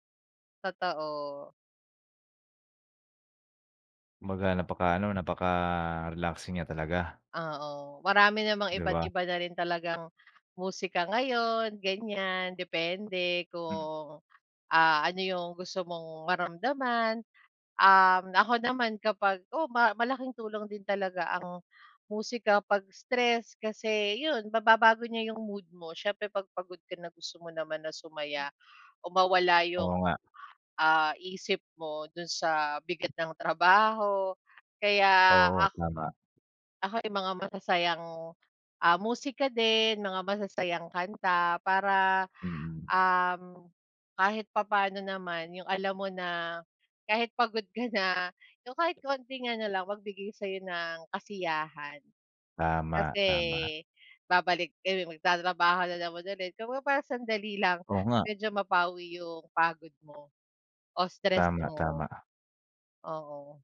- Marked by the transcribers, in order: other background noise
- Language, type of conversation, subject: Filipino, unstructured, Paano nakaaapekto ang musika sa iyong araw-araw na buhay?